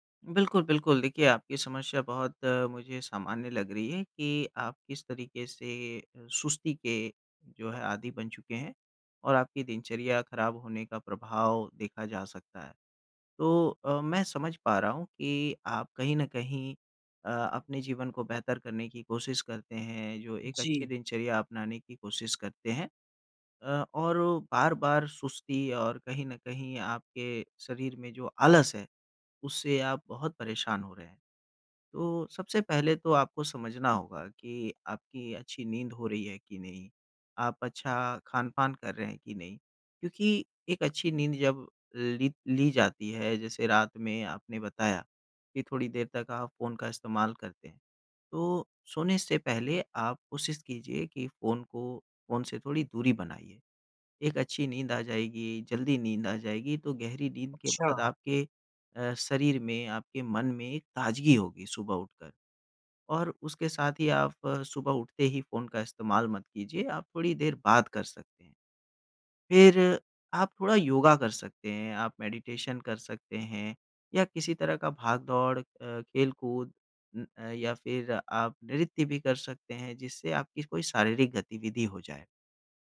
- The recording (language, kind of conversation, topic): Hindi, advice, दिन में बार-बार सुस्ती आने और झपकी लेने के बाद भी ताजगी क्यों नहीं मिलती?
- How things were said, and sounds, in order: in English: "मेडिटेशन"